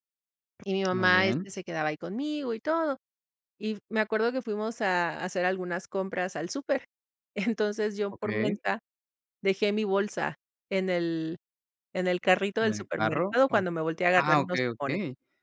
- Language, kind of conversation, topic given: Spanish, podcast, ¿Qué acto de bondad inesperado jamás olvidarás?
- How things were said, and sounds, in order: none